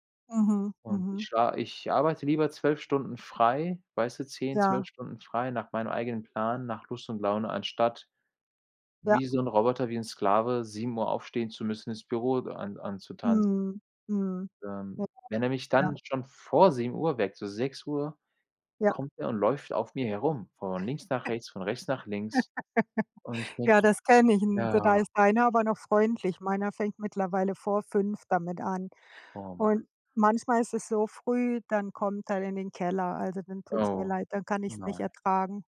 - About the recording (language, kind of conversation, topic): German, unstructured, Was machst du, wenn du dich gestresst fühlst?
- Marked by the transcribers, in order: other background noise; unintelligible speech; snort; chuckle